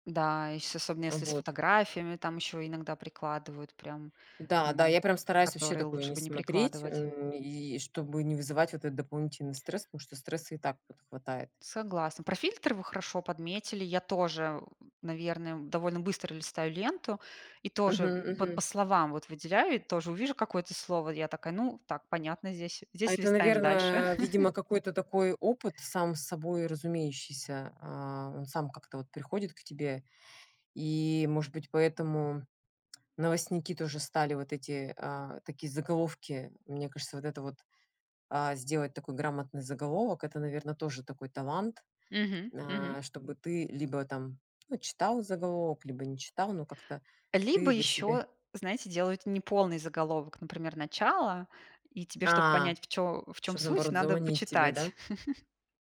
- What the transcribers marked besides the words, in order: chuckle; lip smack; chuckle
- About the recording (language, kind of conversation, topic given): Russian, unstructured, Почему важно оставаться в курсе событий мира?